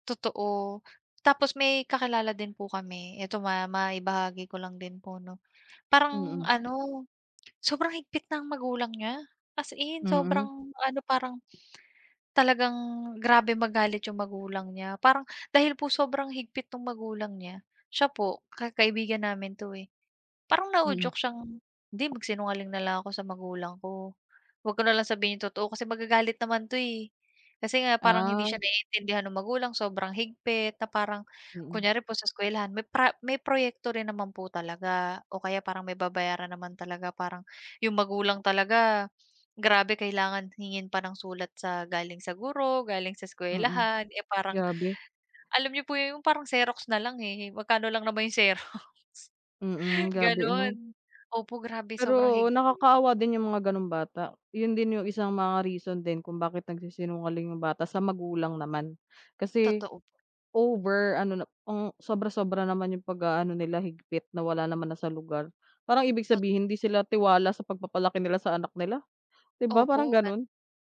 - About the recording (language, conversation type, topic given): Filipino, unstructured, Ano ang palagay mo sa mga taong laging nagsisinungaling kahit sa maliliit na bagay lang?
- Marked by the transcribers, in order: laughing while speaking: "xerox"